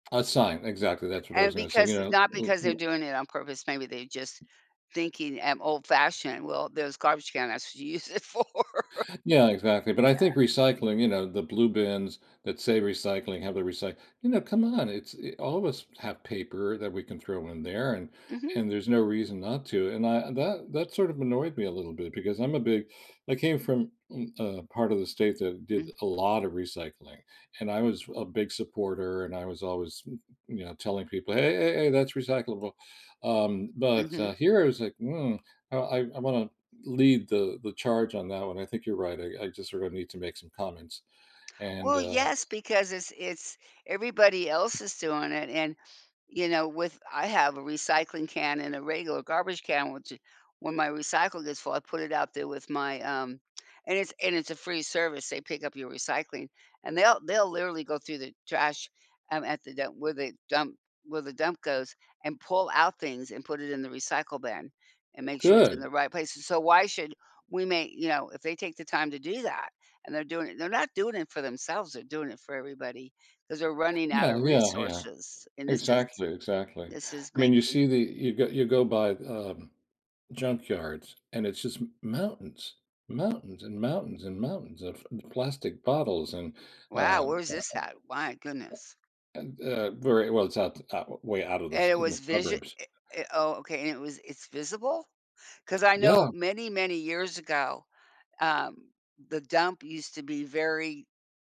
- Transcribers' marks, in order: tapping; other background noise; other noise; laughing while speaking: "it for"
- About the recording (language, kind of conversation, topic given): English, unstructured, What are some simple ways individuals can make a positive impact on the environment every day?